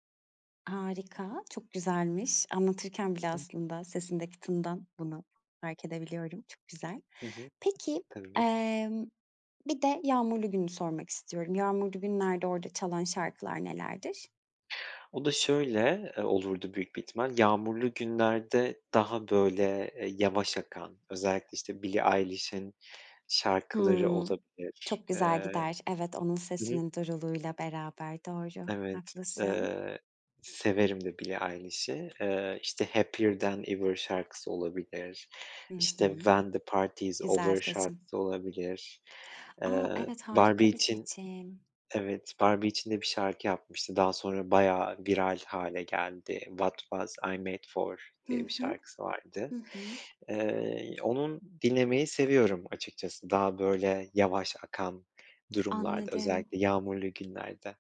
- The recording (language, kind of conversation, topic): Turkish, podcast, Hayatının müzik listesinde olmazsa olmaz şarkılar hangileri?
- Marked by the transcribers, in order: other background noise; tapping